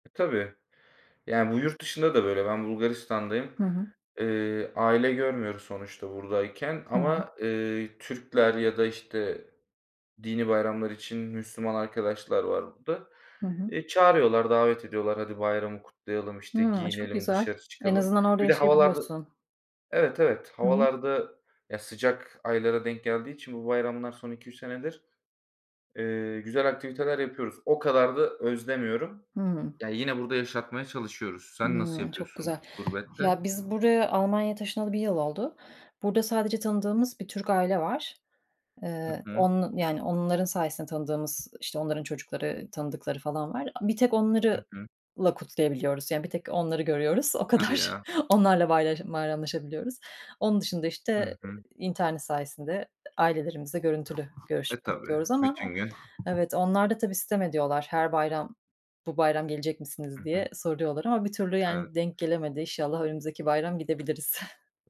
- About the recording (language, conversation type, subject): Turkish, unstructured, Bayram kutlamaları neden bu kadar önemli?
- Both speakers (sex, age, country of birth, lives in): female, 40-44, Turkey, Germany; male, 25-29, Turkey, Bulgaria
- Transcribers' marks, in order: laughing while speaking: "o kadar"